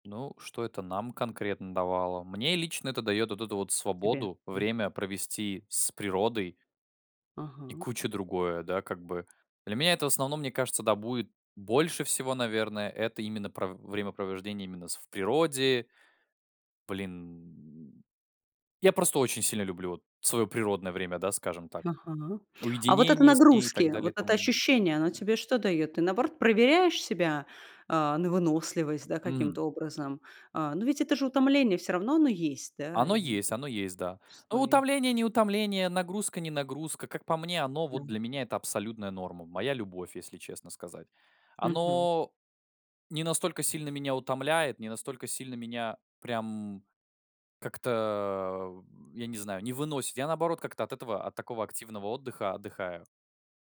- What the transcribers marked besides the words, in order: other background noise; tapping
- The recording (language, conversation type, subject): Russian, podcast, Какие вопросы помогают раскрыть самые живые истории?
- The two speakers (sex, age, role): female, 35-39, host; male, 20-24, guest